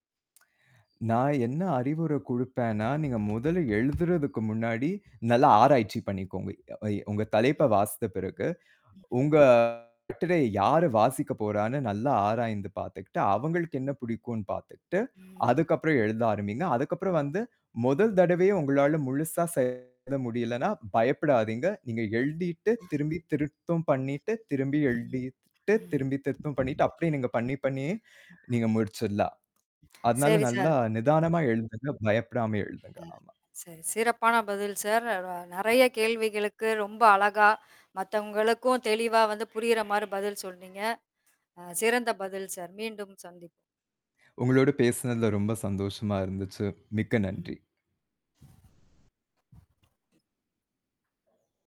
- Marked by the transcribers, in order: tapping; mechanical hum; "வாசித்த" said as "வாஸ்த்த"; distorted speech; static; other noise; other background noise
- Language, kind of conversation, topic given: Tamil, podcast, உங்களுடைய முதல் வேலை அனுபவம் எப்படி இருந்தது?
- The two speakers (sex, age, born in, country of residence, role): female, 40-44, India, India, host; male, 25-29, India, India, guest